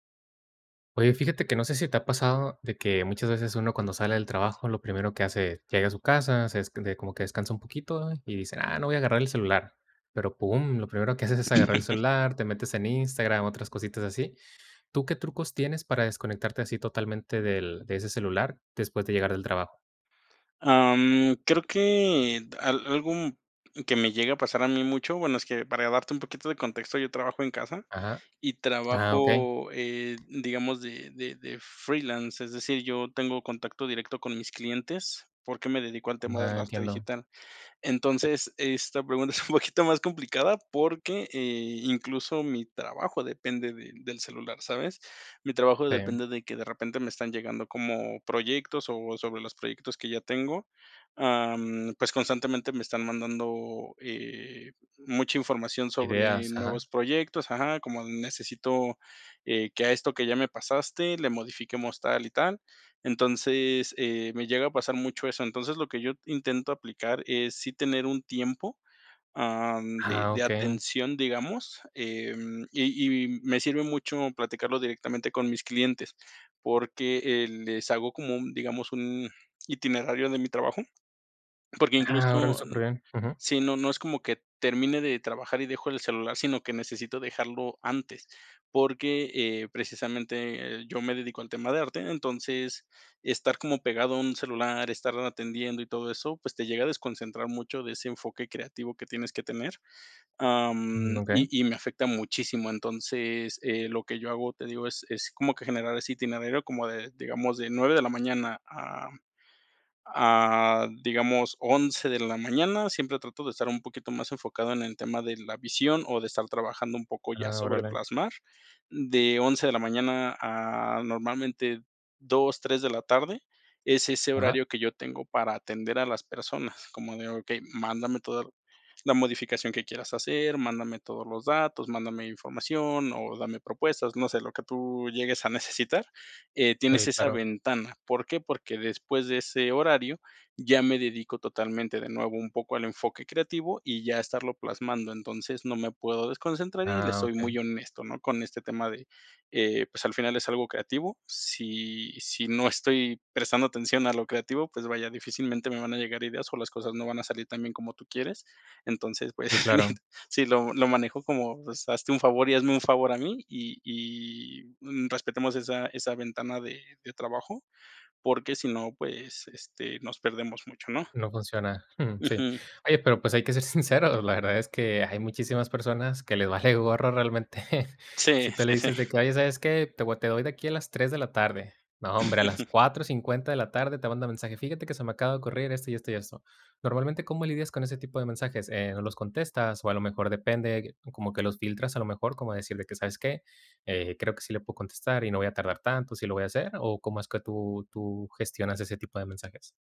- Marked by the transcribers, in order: other background noise; chuckle; in English: "freelance"; laughing while speaking: "es un poquito"; giggle; laughing while speaking: "vale"; chuckle; chuckle
- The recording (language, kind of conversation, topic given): Spanish, podcast, ¿Qué trucos tienes para desconectar del celular después del trabajo?